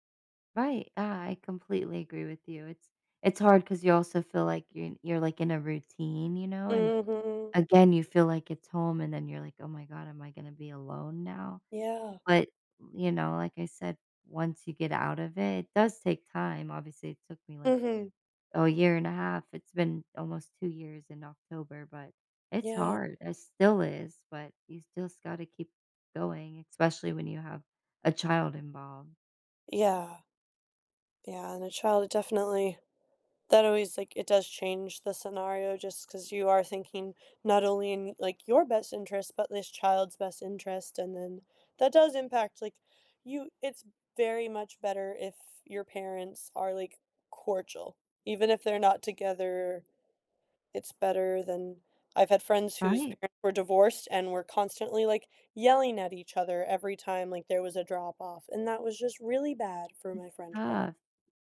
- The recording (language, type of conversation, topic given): English, unstructured, Is it okay to stay friends with an ex?
- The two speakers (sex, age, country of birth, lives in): female, 20-24, United States, United States; female, 35-39, Turkey, United States
- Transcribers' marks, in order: none